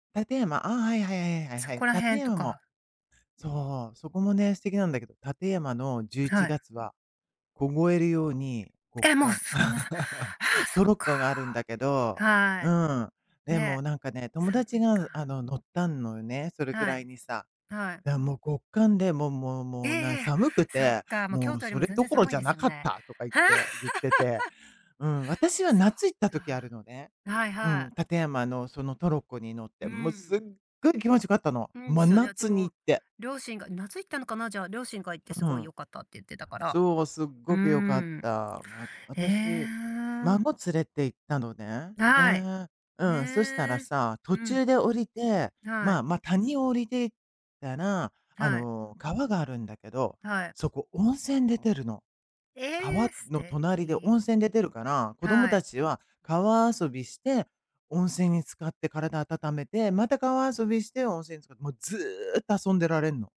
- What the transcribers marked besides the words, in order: laugh; laugh; other background noise; tapping
- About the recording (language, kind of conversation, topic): Japanese, unstructured, 家族で旅行した中で、いちばん楽しかった場所はどこですか？